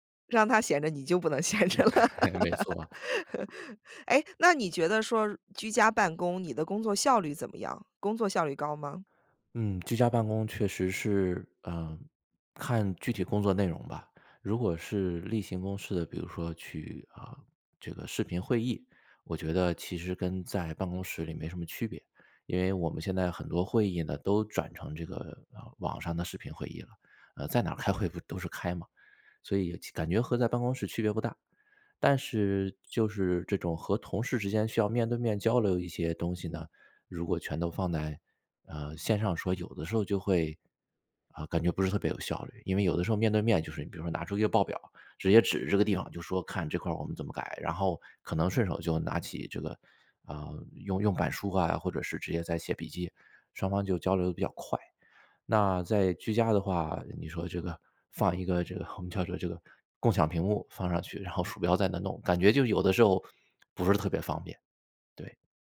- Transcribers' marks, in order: laugh; laughing while speaking: "没错"; laughing while speaking: "闲着了"; laugh; laughing while speaking: "我们叫做这个"
- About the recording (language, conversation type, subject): Chinese, podcast, 居家办公时，你如何划分工作和生活的界限？